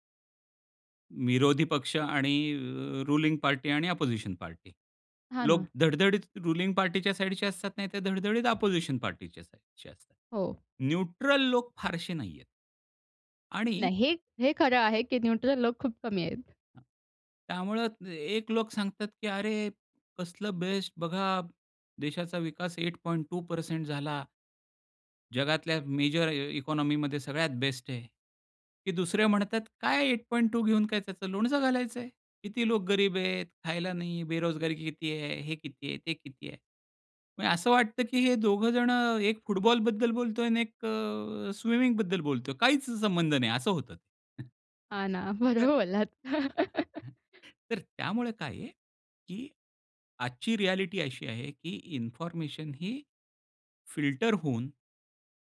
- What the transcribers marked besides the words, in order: in English: "रुलिंग पार्टी"; in English: "अपोजिशन पार्टी"; in English: "रुलिंग पार्टीच्या"; in English: "अपोजिशन पार्टीच्या"; in English: "न्यूट्रल"; in English: "न्यूट्रल"; unintelligible speech; in English: "एट पॉईंट टू परसेंट"; in English: "मेजर इ इकॉनॉमीमध्ये"; in English: "एट पॉईंट टू"; laughing while speaking: "बरोबर बोललात"; laugh; unintelligible speech; chuckle; in English: "रियालिटी"
- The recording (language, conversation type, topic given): Marathi, podcast, निवडून सादर केलेल्या माहितीस आपण विश्वासार्ह कसे मानतो?